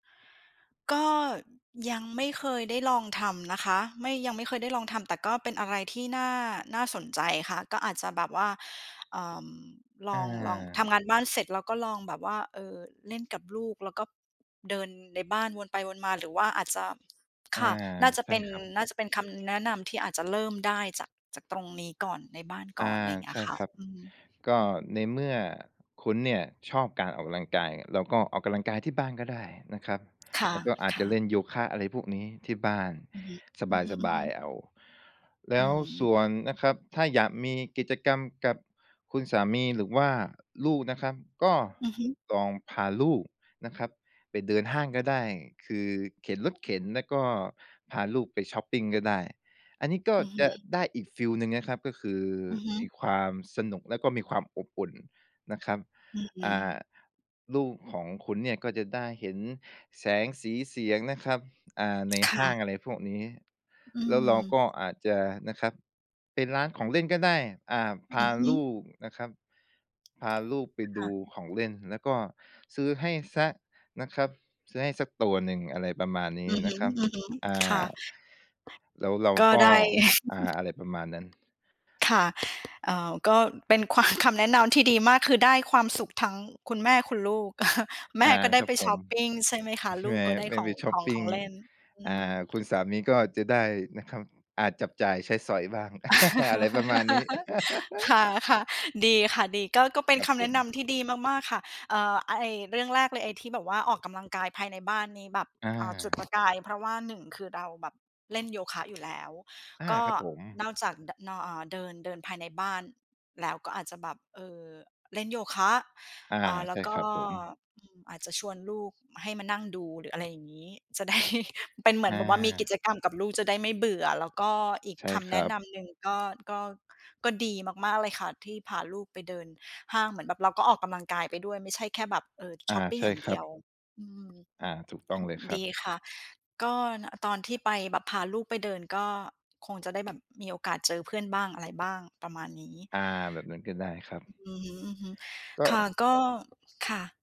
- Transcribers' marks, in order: tapping; other background noise; chuckle; chuckle; laughing while speaking: "เออ"; laugh; laughing while speaking: "ได้"
- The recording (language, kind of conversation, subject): Thai, advice, การเปลี่ยนแปลงในชีวิตของคุณทำให้รูทีนการทำกิจกรรมสร้างสรรค์ที่เคยทำเป็นประจำหายไปอย่างไร?